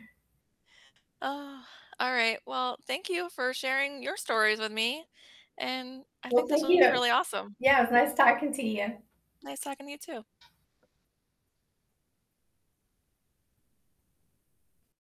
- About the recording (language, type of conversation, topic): English, unstructured, How can storytelling help us understand ourselves?
- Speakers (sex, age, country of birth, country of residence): female, 40-44, United States, United States; female, 55-59, United States, United States
- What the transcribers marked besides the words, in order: mechanical hum; sigh; distorted speech; other background noise; tapping